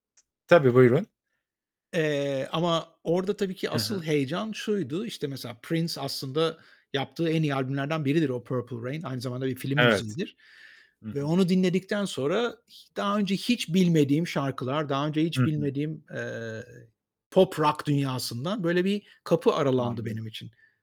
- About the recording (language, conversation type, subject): Turkish, podcast, Müzik zevkini en çok kim etkiledi?
- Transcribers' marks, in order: tapping; other noise